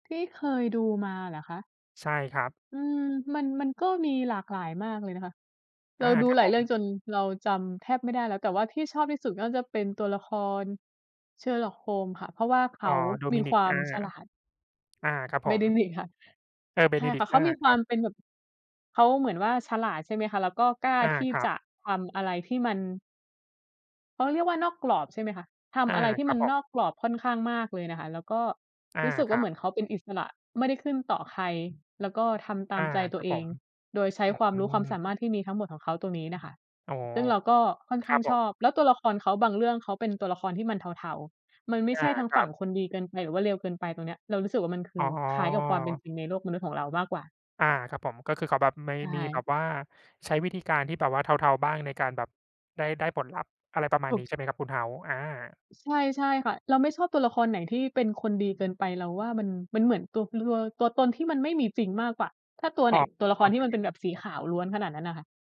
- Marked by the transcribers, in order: other background noise; tapping
- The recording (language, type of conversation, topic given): Thai, unstructured, ถ้าคุณต้องแนะนำหนังสักเรื่องให้เพื่อนดู คุณจะแนะนำเรื่องอะไร?